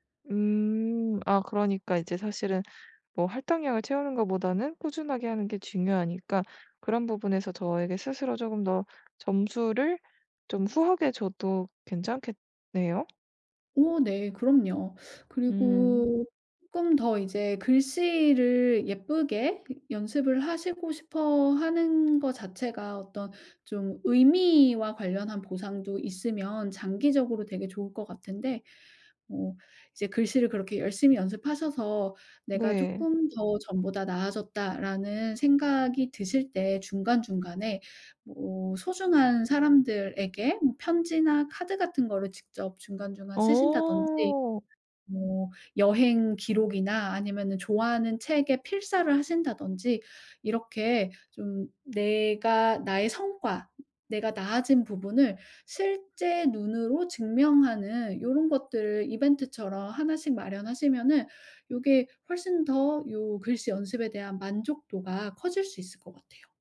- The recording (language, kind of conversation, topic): Korean, advice, 습관을 오래 유지하는 데 도움이 되는 나에게 맞는 간단한 보상은 무엇일까요?
- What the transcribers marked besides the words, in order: tapping